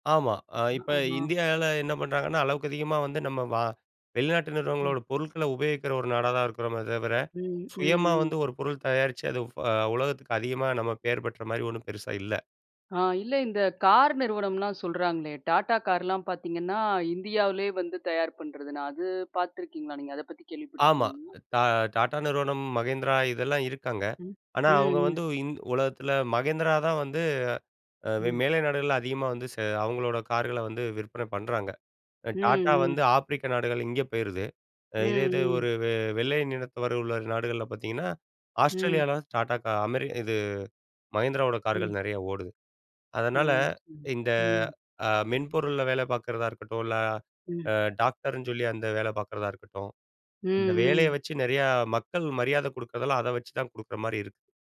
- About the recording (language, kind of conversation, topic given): Tamil, podcast, ஊழியர் என்ற அடையாளம் உங்களுக்கு மனஅழுத்தத்தை ஏற்படுத்துகிறதா?
- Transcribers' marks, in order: none